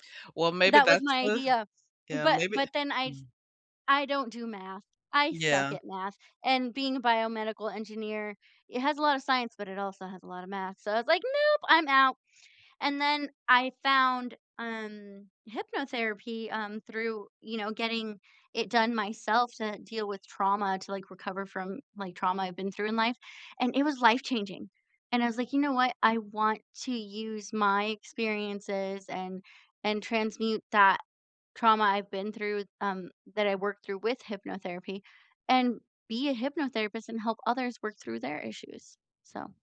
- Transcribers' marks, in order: other background noise
- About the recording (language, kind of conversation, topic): English, unstructured, What is the next thing you want to work toward, and what support would help?
- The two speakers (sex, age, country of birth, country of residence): female, 30-34, United States, United States; female, 70-74, United States, United States